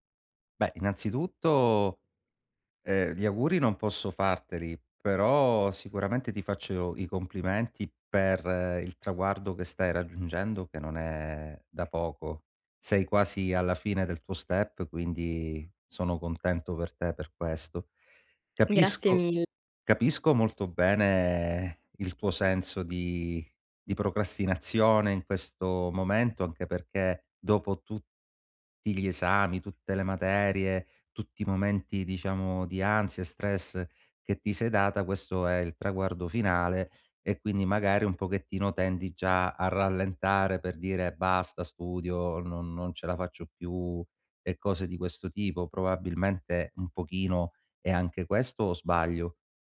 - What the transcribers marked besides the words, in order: in English: "step"; tapping
- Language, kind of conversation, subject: Italian, advice, Come fai a procrastinare quando hai compiti importanti e scadenze da rispettare?